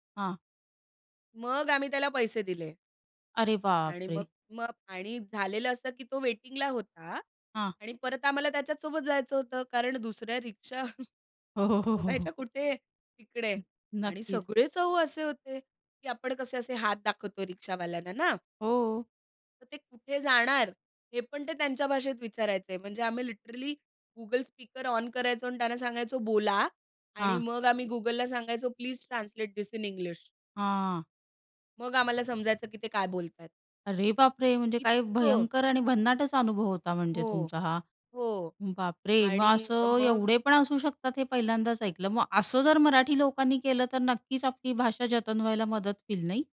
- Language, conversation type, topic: Marathi, podcast, मातृभाषेचा अभिमान तुम्ही कसा जपता?
- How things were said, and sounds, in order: surprised: "अरे बापरे!"; chuckle; laughing while speaking: "हो, हो, हो, हो, हो"; tapping; other background noise; in English: "लिटरली"; in English: "प्लीज ट्रान्सलेट धिस इन इंग्लिश"; surprised: "अरे बापरे!"; other noise